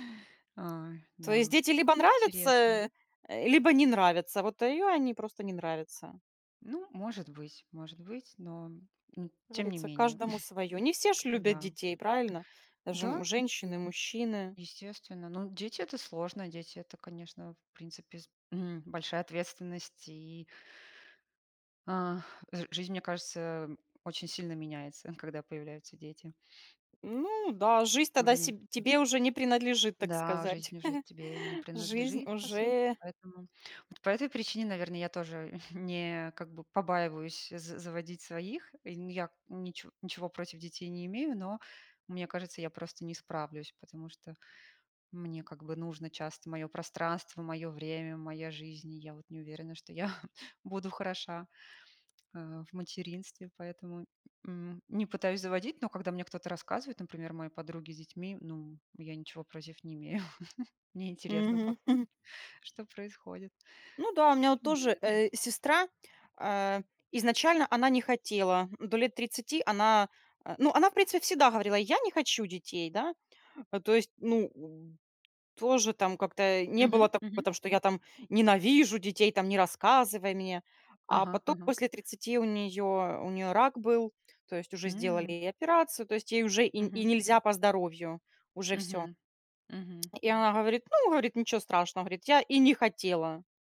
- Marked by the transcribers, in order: sigh; tapping; chuckle; sigh; chuckle; chuckle; laughing while speaking: "я"; chuckle; other background noise; drawn out: "М"
- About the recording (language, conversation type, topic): Russian, unstructured, Как вы относитесь к дружбе с людьми, которые вас не понимают?